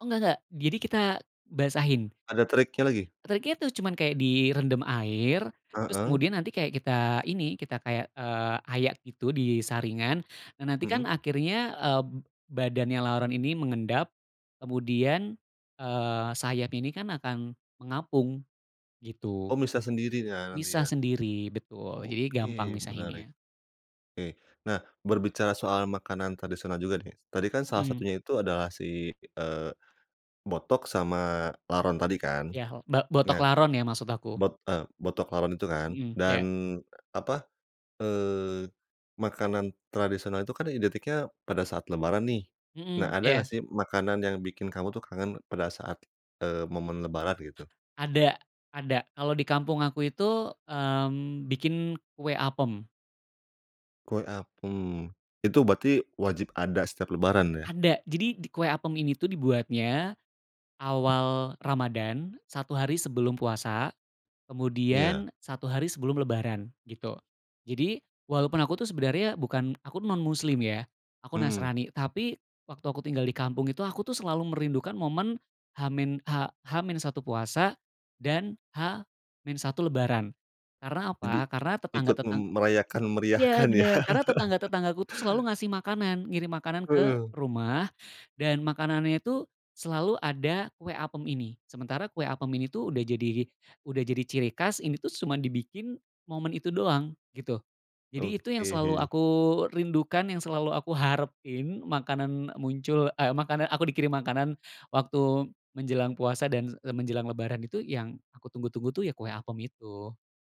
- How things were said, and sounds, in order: other background noise; laughing while speaking: "ya"; chuckle; tapping
- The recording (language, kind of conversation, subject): Indonesian, podcast, Apa makanan tradisional yang selalu bikin kamu kangen?